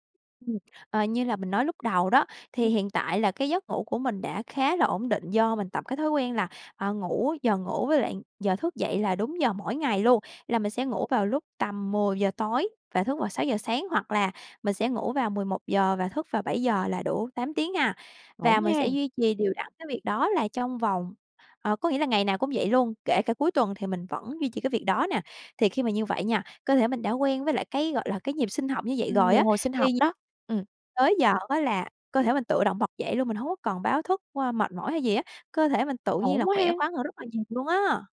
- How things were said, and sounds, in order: tapping
- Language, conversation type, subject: Vietnamese, podcast, Thói quen ngủ ảnh hưởng thế nào đến mức stress của bạn?